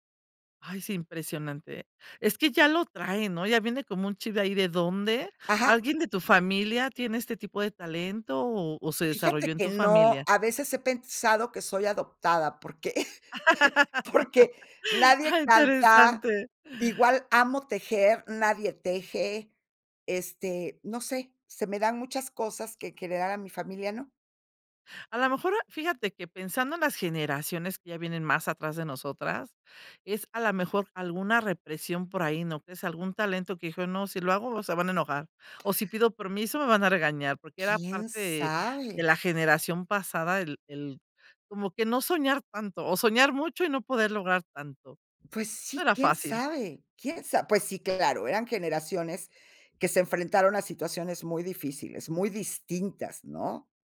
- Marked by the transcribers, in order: other background noise; chuckle; laughing while speaking: "porque porque"; tapping
- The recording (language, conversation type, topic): Spanish, podcast, ¿Qué objeto físico, como un casete o una revista, significó mucho para ti?